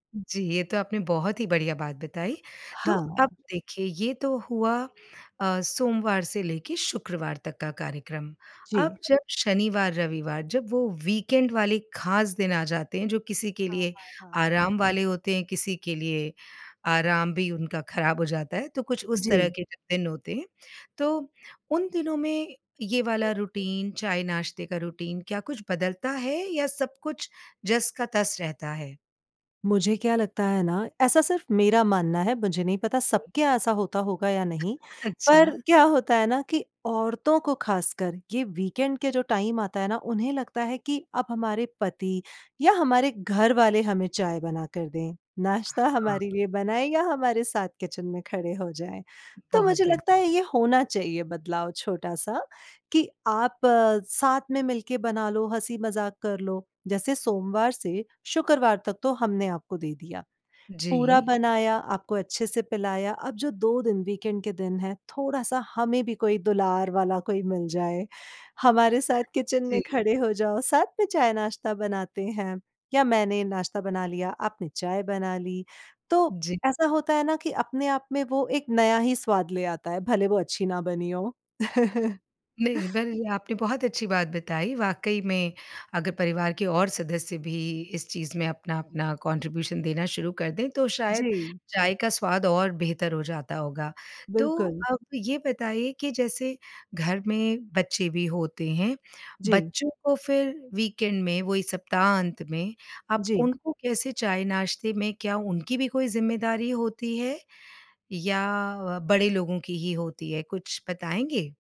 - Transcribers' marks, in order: in English: "वीकेंड"; in English: "रुटीन"; in English: "रुटीन"; chuckle; in English: "वीकेंड"; in English: "टाइम"; in English: "किचन"; in English: "वीकेंड"; in English: "किचन"; laugh; in English: "कॉन्ट्रिब्यूशन"; in English: "वीकेंड"
- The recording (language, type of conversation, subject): Hindi, podcast, घर पर चाय-नाश्ते का रूटीन आपका कैसा रहता है?